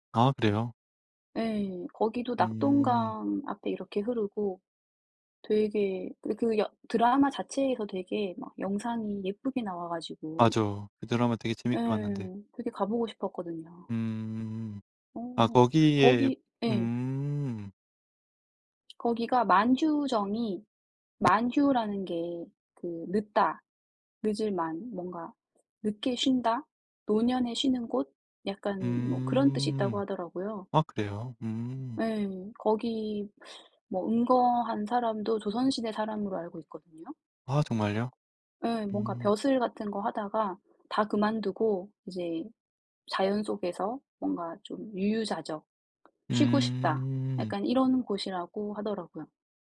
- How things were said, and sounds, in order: other background noise; tapping
- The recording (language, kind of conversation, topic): Korean, unstructured, 역사적인 장소를 방문해 본 적이 있나요? 그중에서 무엇이 가장 기억에 남았나요?